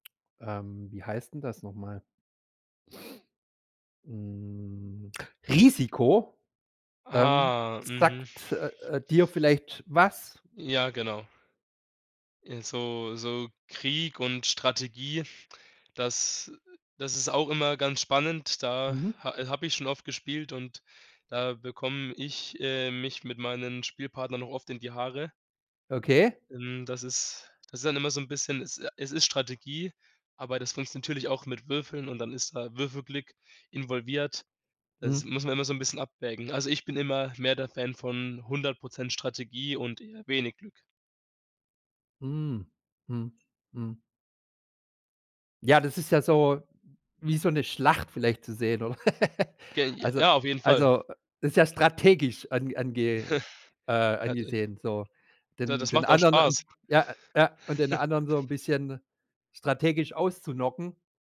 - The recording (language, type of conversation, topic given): German, podcast, Wie erklärst du dir die Freude an Brettspielen?
- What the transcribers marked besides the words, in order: anticipating: "Risiko!"; giggle; snort; snort